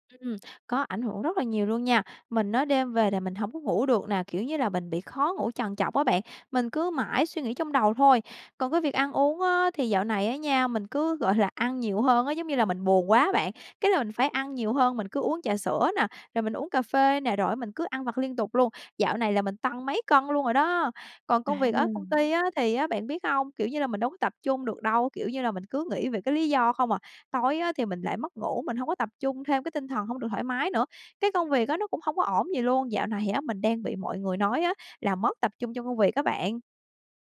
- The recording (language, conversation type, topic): Vietnamese, advice, Làm sao để vượt qua cảm giác chật vật sau chia tay và sẵn sàng bước tiếp?
- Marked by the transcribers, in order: none